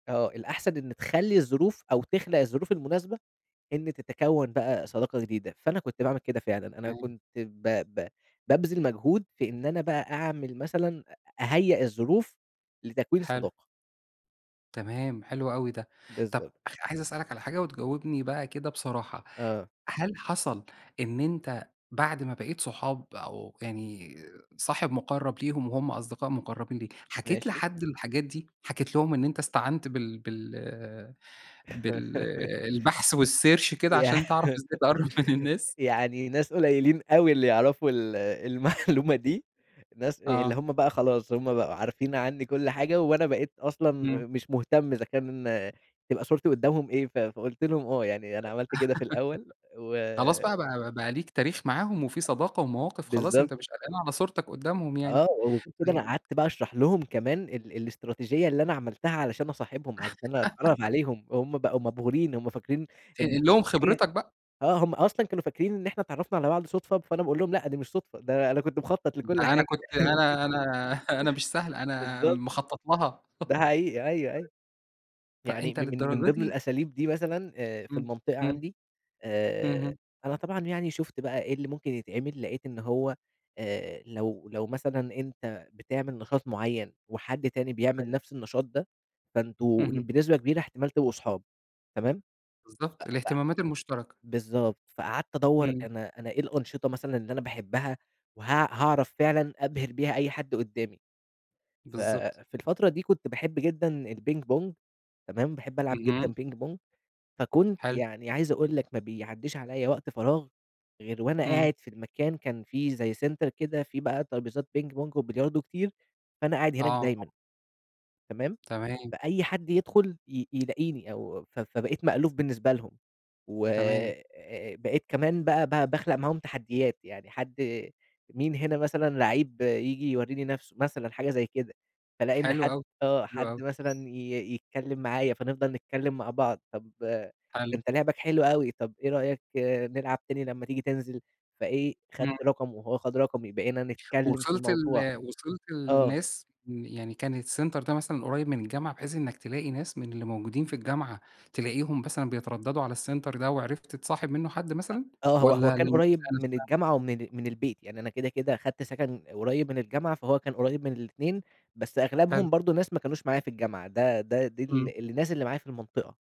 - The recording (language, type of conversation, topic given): Arabic, podcast, إزاي تكوّن صداقات جديدة لما تنقل لمدينة جديدة؟
- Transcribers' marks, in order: laugh; in English: "والsearch"; laughing while speaking: "إزاي تقرب من الناس؟"; laughing while speaking: "المعلومة دي"; tapping; laugh; other noise; laugh; laugh; laugh; unintelligible speech; in English: "سينتر"; other background noise; in English: "السينتر"; in English: "السينتر"; unintelligible speech